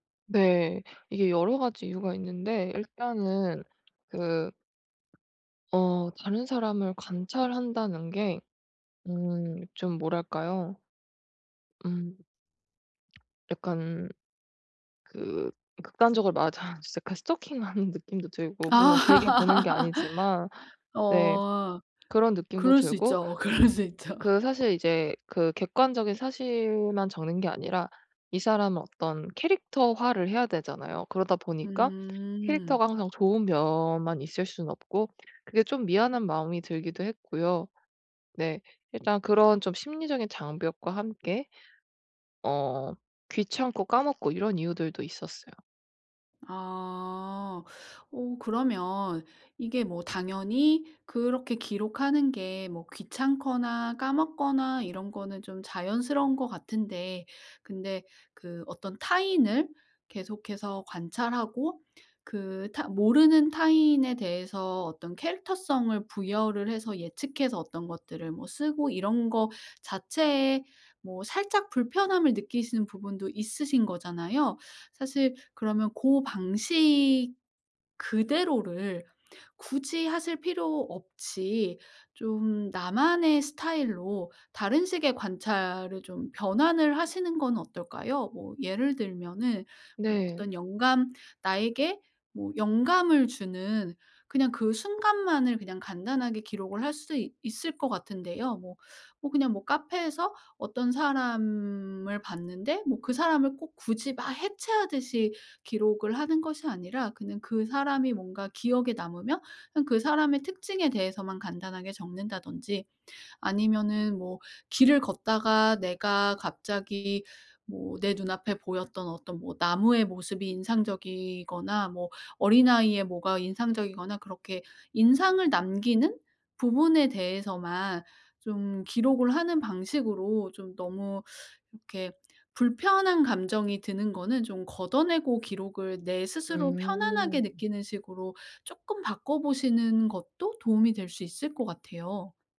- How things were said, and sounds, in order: other background noise; laughing while speaking: "말하자면"; tapping; laugh; laughing while speaking: "그럴 수 있죠"; lip smack
- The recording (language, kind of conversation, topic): Korean, advice, 일상에서 영감을 쉽게 모으려면 어떤 습관을 들여야 할까요?